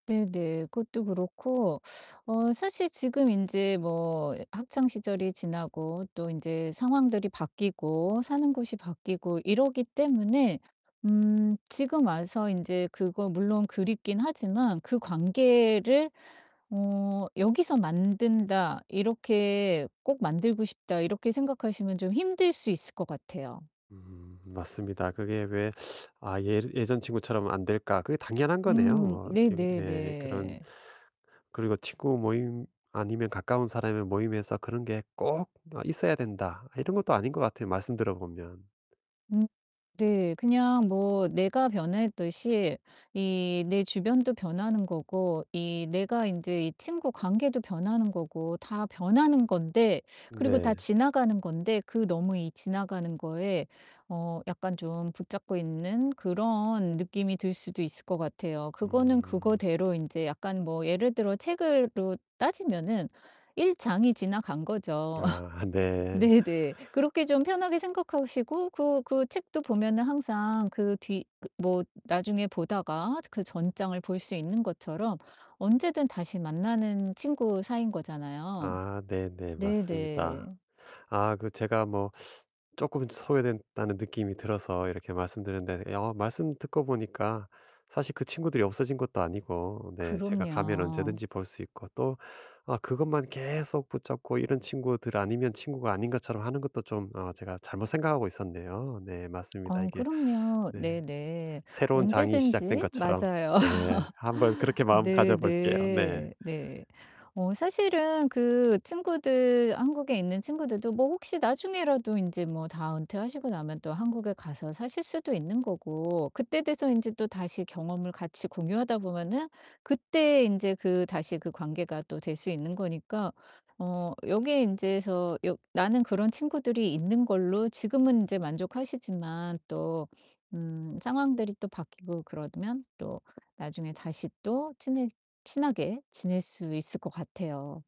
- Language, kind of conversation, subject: Korean, advice, 친구 모임에서 반복적으로 배제되는 상황을 어떻게 해결하면 좋을까요?
- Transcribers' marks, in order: static; teeth sucking; laugh; tapping; laugh